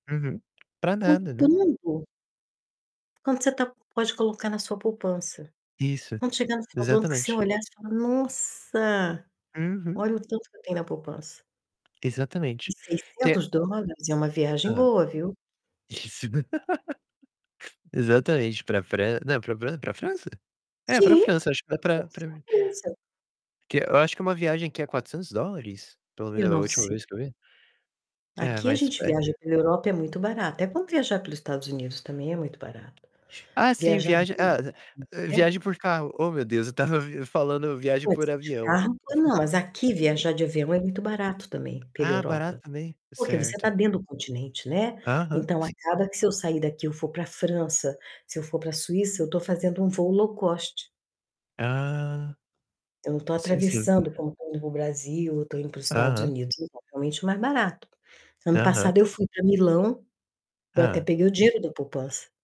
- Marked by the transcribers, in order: tapping; laughing while speaking: "Isso"; laugh; distorted speech; laugh; in English: "low cost"
- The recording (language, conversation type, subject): Portuguese, unstructured, Como você se sente ao ver sua poupança crescer?